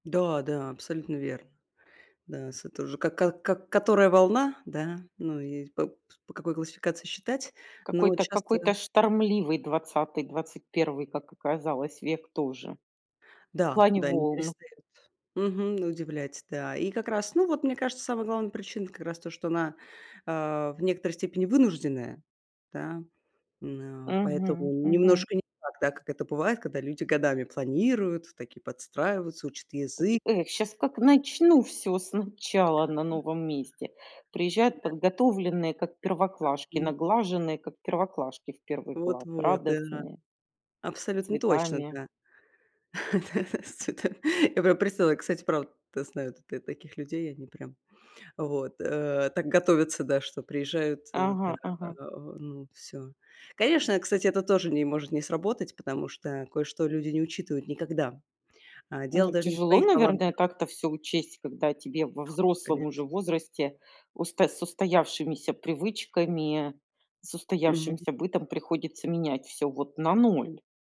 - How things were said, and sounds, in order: tapping; unintelligible speech; laughing while speaking: "Да"
- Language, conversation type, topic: Russian, podcast, Расскажи о моменте, когда тебе пришлось начать всё сначала?